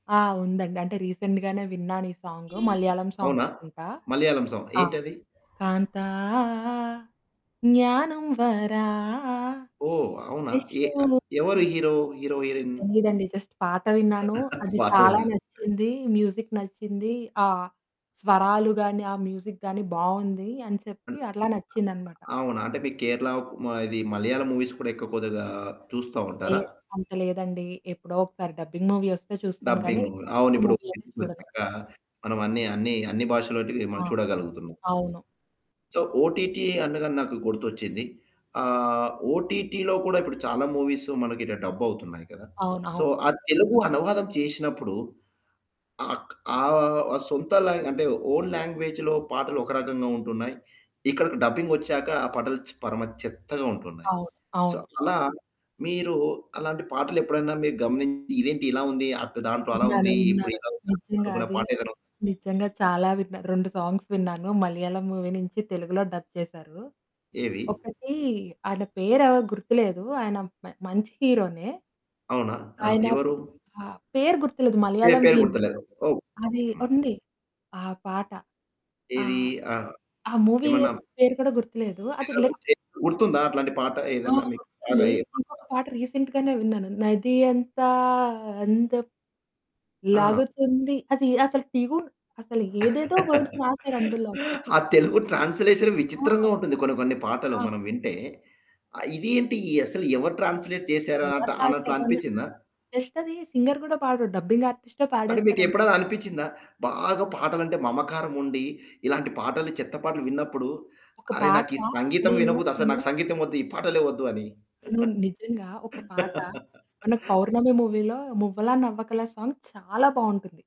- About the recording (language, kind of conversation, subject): Telugu, podcast, సినిమా పాటల్లో నీకు అత్యంత ఇష్టమైన పాట ఏది?
- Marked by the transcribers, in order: static; in English: "రీసెంట్‌గానే"; horn; dog barking; in English: "సాంగ్"; singing: "కాంతా జ్ఞానం వరా ఇషు"; in Malayalam: "కాంతా జ్ఞానం వరా ఇషు"; in English: "జస్ట్"; other background noise; chuckle; in English: "మ్యూజిక్"; in English: "మ్యూజిక్"; in English: "మూవీస్"; in English: "డబ్బింగ్ మూవీ"; in English: "డైరెక్ట్ మూవీ"; distorted speech; in English: "సో, ఓటిటి"; in English: "ఓటిటిలో"; in English: "మూవీస్"; in English: "డబ్"; in English: "సో"; in English: "ఓన్ లాంగ్వేజ్‌లో"; in English: "డబ్బింగ్"; in English: "సో"; in English: "సాంగ్స్"; in English: "మూవీ"; in English: "డబ్"; in English: "హీరోనే"; in English: "హీరో"; in English: "మూవీ"; in English: "లైక్"; unintelligible speech; in English: "రీసెంట్‌గానే"; singing: "నది అంతా అందమ్ లాగుతుంది"; in English: "ట్యూన్"; in English: "వర్డ్స్"; laugh; in English: "ట్రాన్స్‌లేషన్"; in English: "ట్రాన్స్‌లే‌ట్"; in English: "జస్ట్"; in English: "సింగర్"; in English: "డబ్బింగ్"; laugh; in English: "మూవీ‌లో"; in English: "సాంగ్"